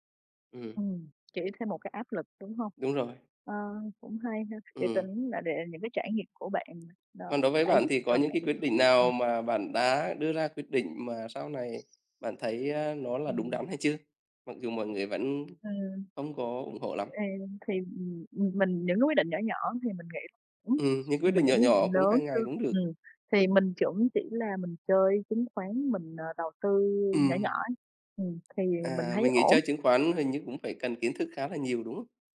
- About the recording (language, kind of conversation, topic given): Vietnamese, unstructured, Bạn sẽ làm gì khi gia đình không ủng hộ kế hoạch bạn đã đề ra?
- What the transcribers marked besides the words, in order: tapping; other background noise; unintelligible speech; "cũng" said as "chũng"